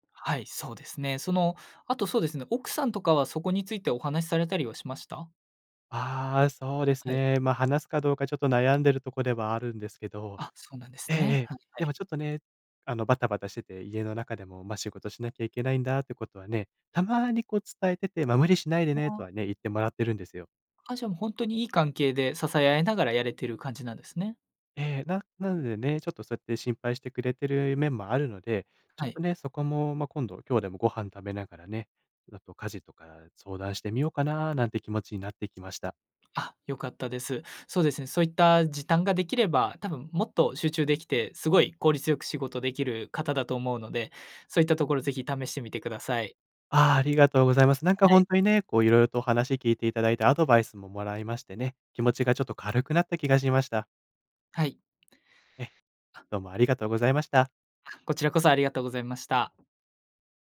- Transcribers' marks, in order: none
- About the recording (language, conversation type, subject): Japanese, advice, 集中するためのルーティンや環境づくりが続かないのはなぜですか？